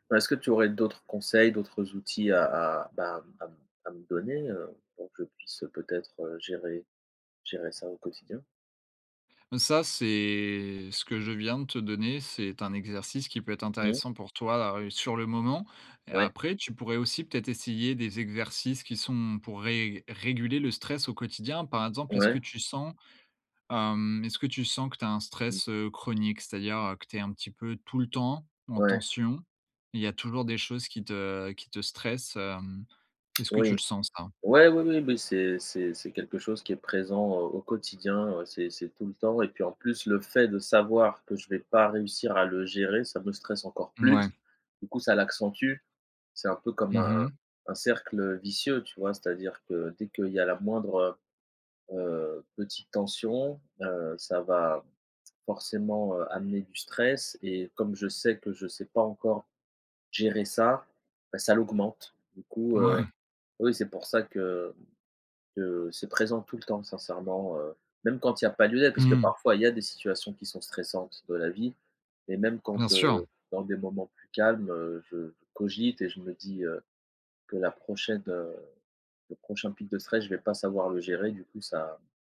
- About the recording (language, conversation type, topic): French, advice, Comment réagissez-vous émotionnellement et de façon impulsive face au stress ?
- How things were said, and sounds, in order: none